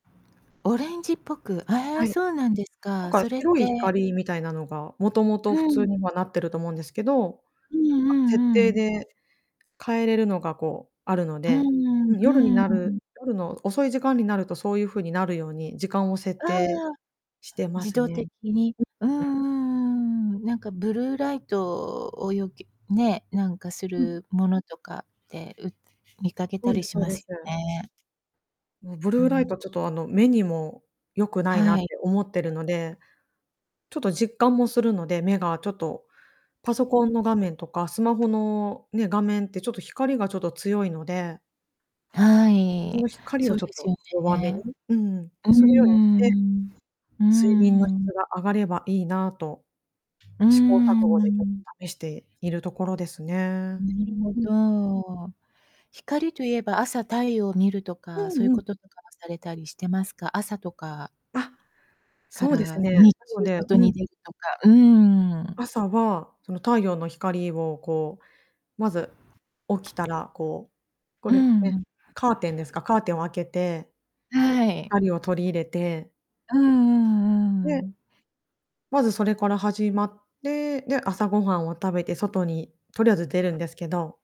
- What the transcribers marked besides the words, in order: static; distorted speech; other background noise; tapping; dog barking
- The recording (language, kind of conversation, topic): Japanese, podcast, 睡眠の質を上げるために普段どんなことをしていますか？